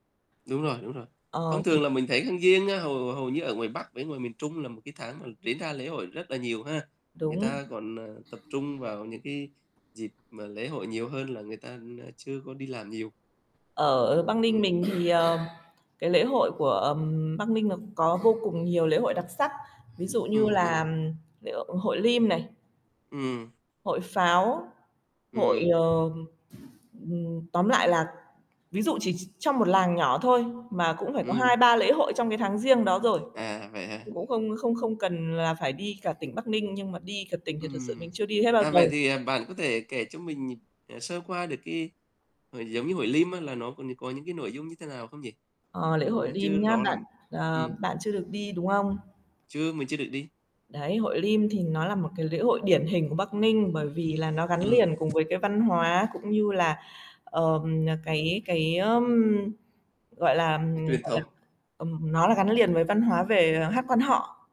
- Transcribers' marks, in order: static; other background noise; distorted speech
- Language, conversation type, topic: Vietnamese, unstructured, Bạn có thích tham gia các lễ hội địa phương không, và vì sao?